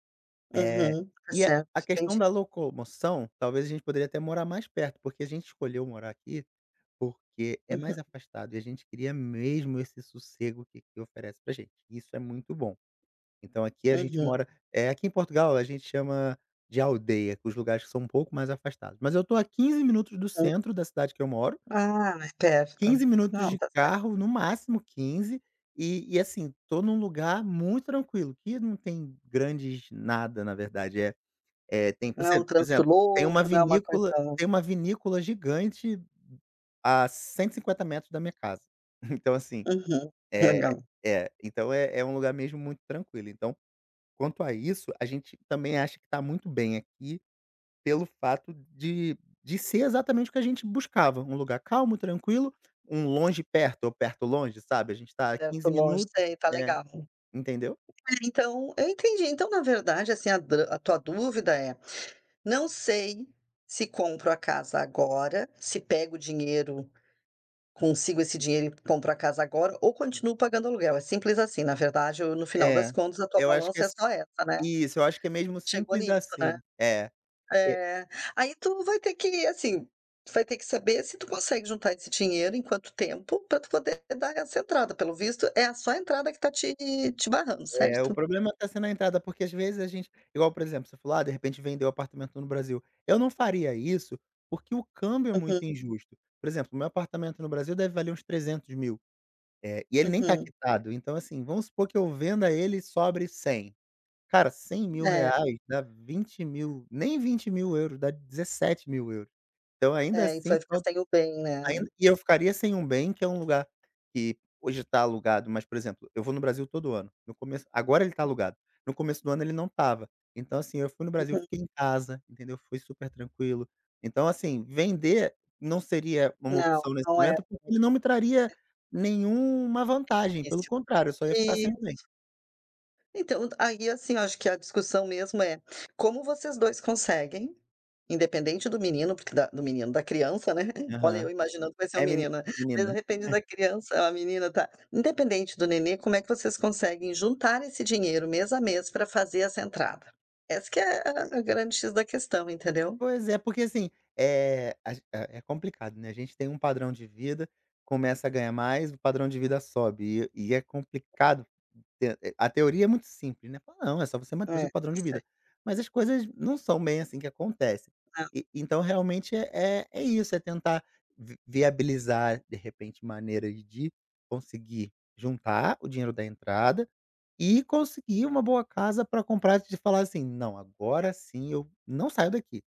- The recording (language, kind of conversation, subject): Portuguese, advice, Como posso juntar dinheiro para a entrada de um carro ou de uma casa se ainda não sei como me organizar?
- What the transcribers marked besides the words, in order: tapping; unintelligible speech; chuckle; other background noise; chuckle; unintelligible speech; unintelligible speech